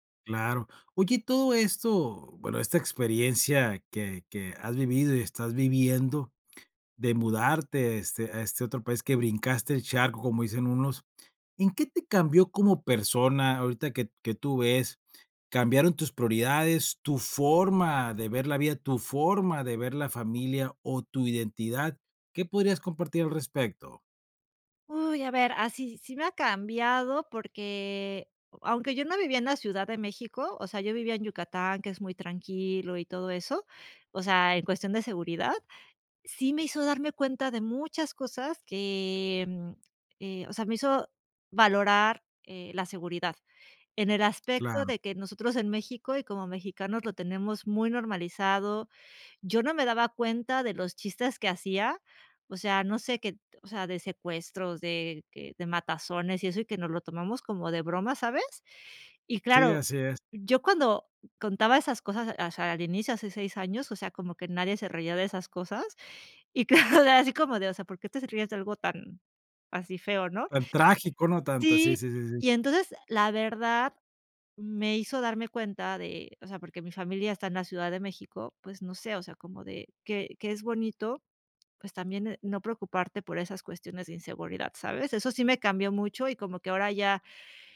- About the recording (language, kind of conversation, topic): Spanish, podcast, ¿Qué te enseñó mudarte a otro país?
- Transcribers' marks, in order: none